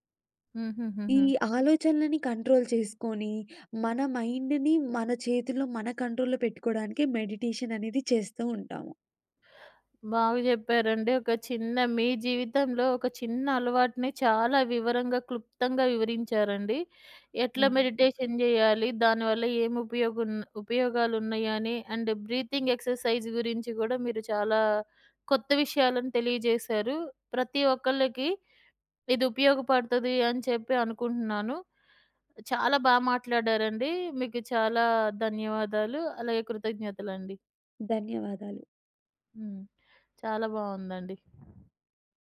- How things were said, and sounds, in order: tapping; in English: "కంట్రోల్"; in English: "మైండ్‌ని"; in English: "కంట్రోల్‌లో"; in English: "మెడిటేషన్"; in English: "మెడిటేషన్"; in English: "అండ్ బ్రీతింగ్ ఎక్సర్సైజ్"; other background noise
- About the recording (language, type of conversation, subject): Telugu, podcast, ఒక చిన్న అలవాటు మీ రోజువారీ దినచర్యను ఎలా మార్చిందో చెప్పగలరా?